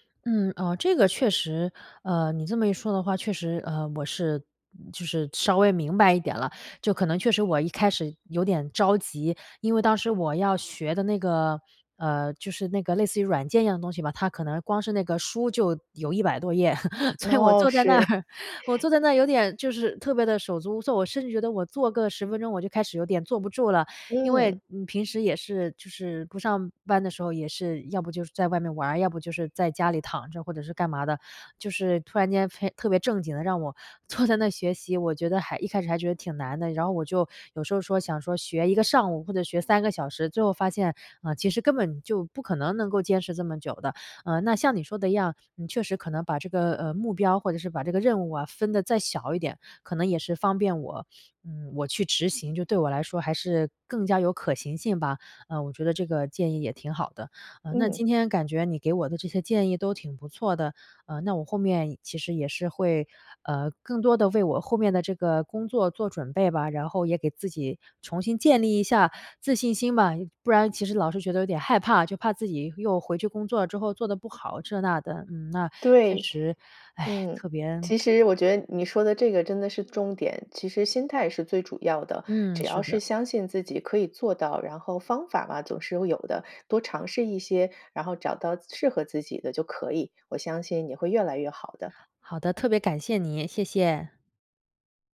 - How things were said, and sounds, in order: laugh; laughing while speaking: "所以我坐在那儿"; laughing while speaking: "坐在"; tsk
- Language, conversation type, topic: Chinese, advice, 中断一段时间后开始自我怀疑，怎样才能重新找回持续的动力和自律？